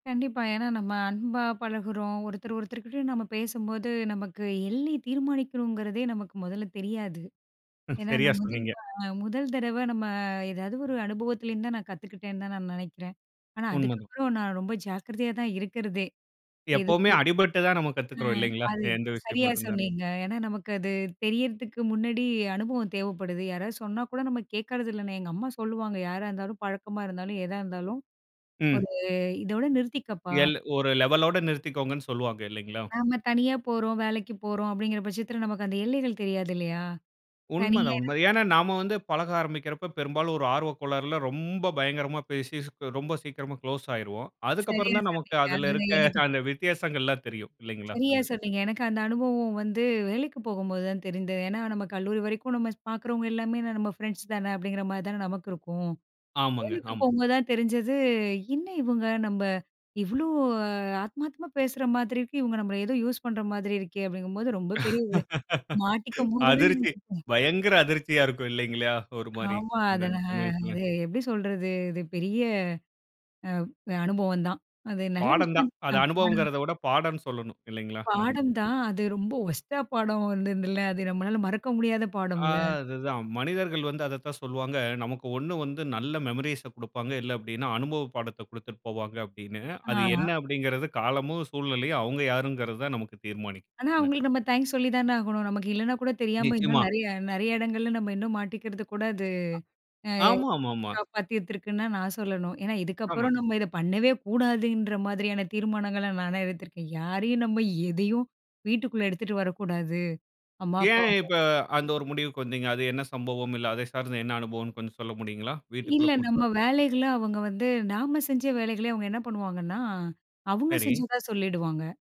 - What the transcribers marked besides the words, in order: tapping; other noise; in English: "லெவல்ளோட"; in English: "குளோஸ்"; laughing while speaking: "நமக்கு அதுல இருக்க அந்த வித்தியாசங்கள்லாம் தெரியும் இல்லைங்களா?"; other background noise; laughing while speaking: "அதிர்ச்சி! பயங்கர அதிர்ச்சியா இருக்கும் இல்லைங்களா?"; in English: "வொர்ஸ்டா"; in English: "மெமரீஸை"
- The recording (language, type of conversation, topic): Tamil, podcast, நீங்கள் எல்லைகளை எப்படி வைக்கிறீர்கள்?